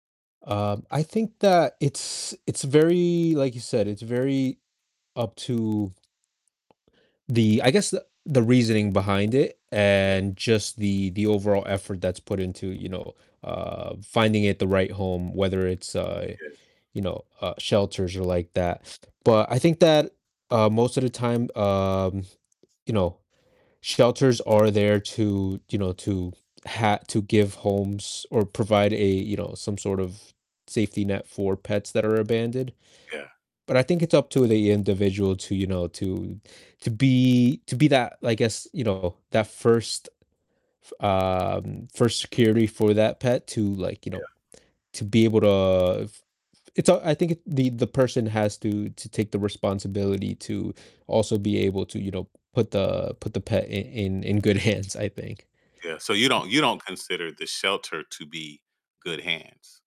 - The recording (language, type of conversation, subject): English, unstructured, How do you feel about people abandoning pets they no longer want?
- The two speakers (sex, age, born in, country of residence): male, 25-29, Mexico, United States; male, 50-54, United States, United States
- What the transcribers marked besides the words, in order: other background noise; static; distorted speech; laughing while speaking: "good hands"